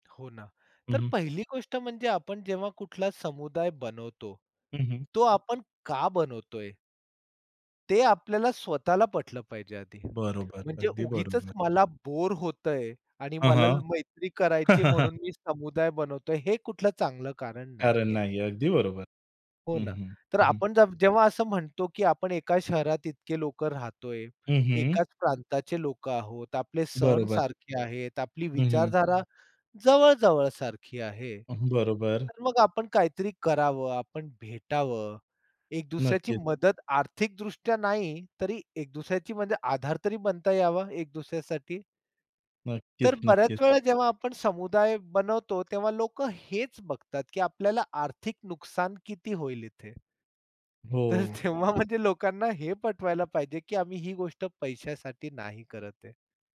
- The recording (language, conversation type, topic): Marathi, podcast, समुदाय तयार करण्यासाठी सुरुवात करताना तुम्ही सर्वात आधी काय कराल?
- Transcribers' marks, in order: tapping; laugh; laughing while speaking: "तर तेव्हा म्हणजे"